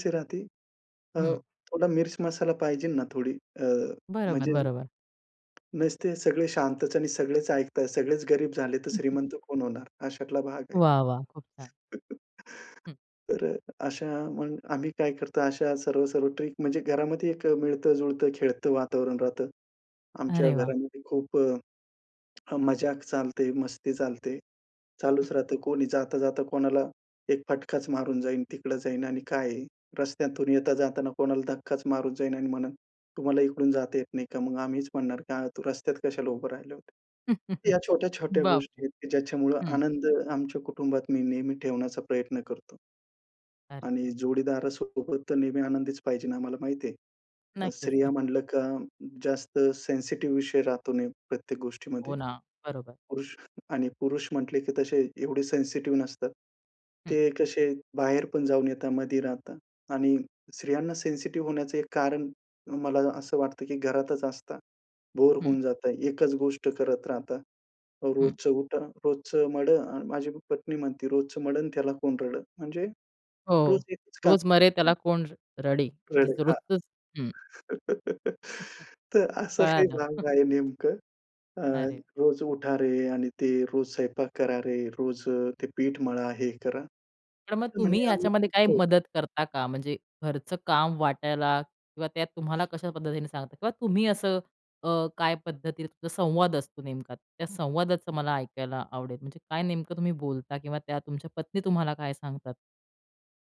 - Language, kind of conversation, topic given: Marathi, podcast, घरच्या कामांमध्ये जोडीदाराशी तुम्ही समन्वय कसा साधता?
- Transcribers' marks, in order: chuckle; chuckle; in English: "ट्रिक"; in Hindi: "मजाक"; chuckle; in English: "सेन्सिटिव्ह"; in English: "सेन्सिटिव्ह"; in English: "सेन्सिटिव्ह"; tapping; laugh; chuckle; unintelligible speech